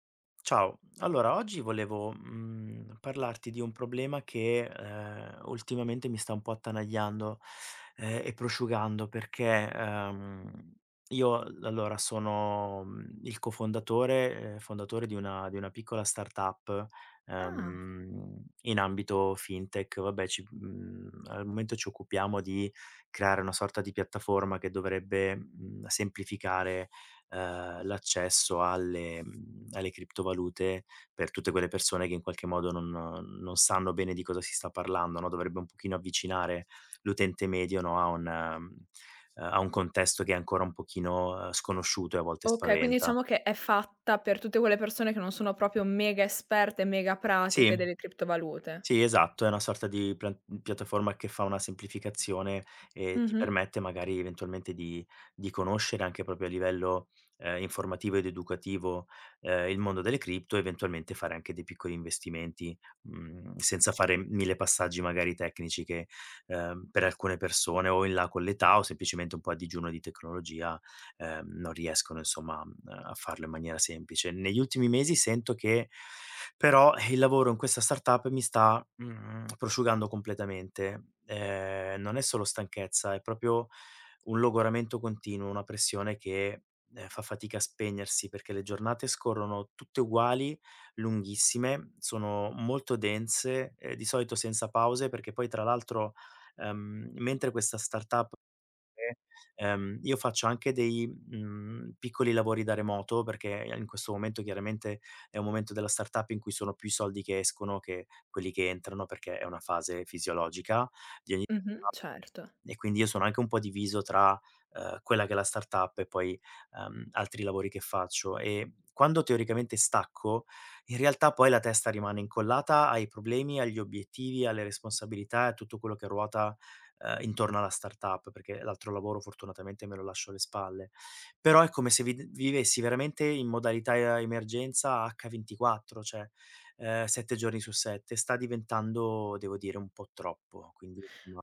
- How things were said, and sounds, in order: surprised: "Ah"; "proprio" said as "propio"; "proprio" said as "propio"; "proprio" said as "propio"; unintelligible speech; unintelligible speech; "cioè" said as "ceh"
- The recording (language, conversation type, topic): Italian, advice, Come posso gestire l’esaurimento e lo stress da lavoro in una start-up senza pause?